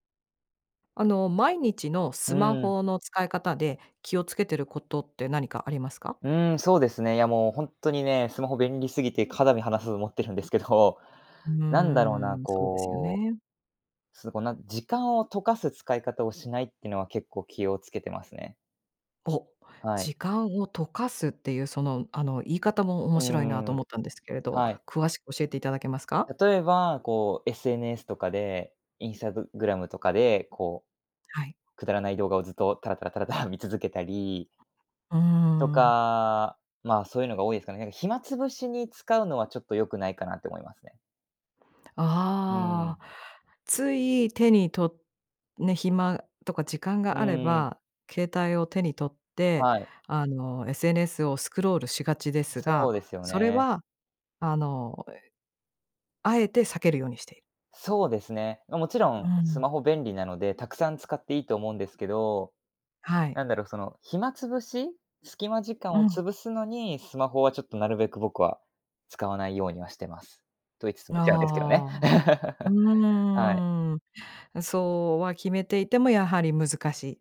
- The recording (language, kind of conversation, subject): Japanese, podcast, 毎日のスマホの使い方で、特に気をつけていることは何ですか？
- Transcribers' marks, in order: other background noise; "肌身" said as "かだみ"; laughing while speaking: "タラタラ"; laugh